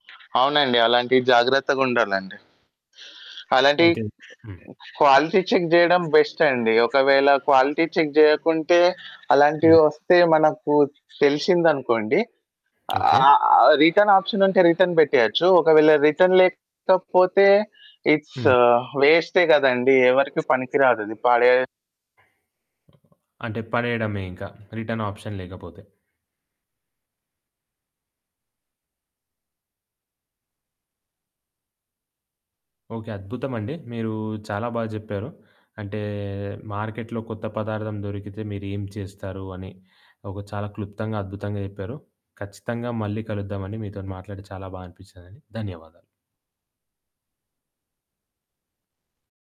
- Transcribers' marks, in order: other background noise; static; in English: "క్వాలిటీ చెక్"; in English: "క్వాలిటీ చెక్"; in English: "రిటర్న్"; in English: "రిటర్న్"; in English: "రిటర్న్"; in English: "ఇట్స్"; in English: "రిటర్న్ ఆప్షన్"; in English: "మార్కెట్‌లో"
- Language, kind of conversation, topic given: Telugu, podcast, స్థానిక మార్కెట్‌లో కొత్త ఆహార పదార్థం కనిపిస్తే మీరు ఎలా వ్యవహరిస్తారు?